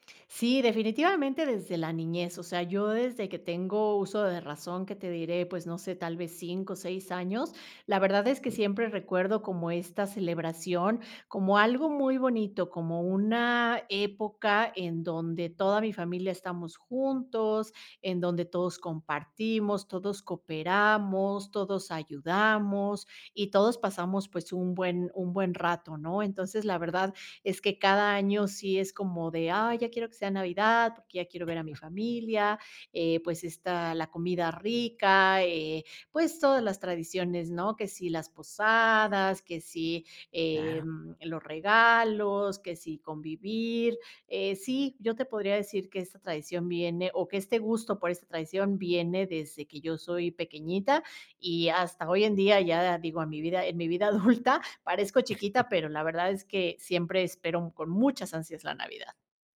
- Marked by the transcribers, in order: unintelligible speech; other background noise; laughing while speaking: "adulta"; chuckle; stressed: "muchas"
- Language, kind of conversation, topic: Spanish, podcast, ¿Qué tradición familiar te hace sentir que realmente formas parte de tu familia?